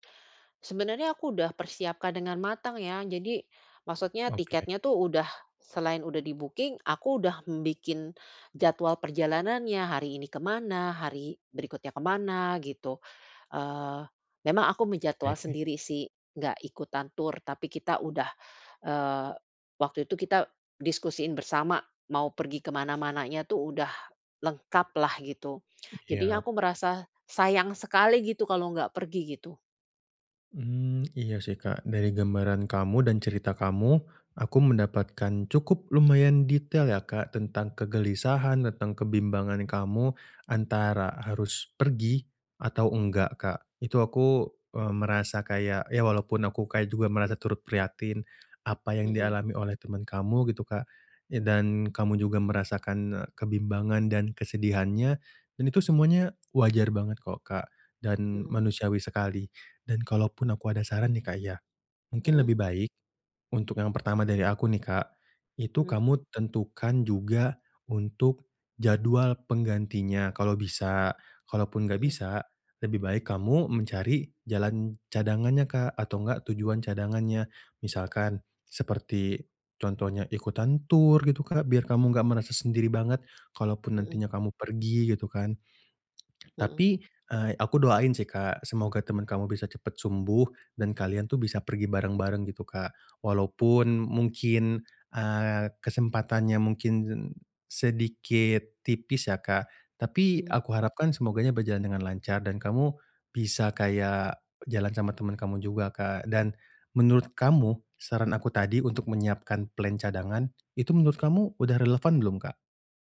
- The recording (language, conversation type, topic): Indonesian, advice, Bagaimana saya menyesuaikan rencana perjalanan saat terjadi hal-hal tak terduga?
- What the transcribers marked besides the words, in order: in English: "di-booking"; tapping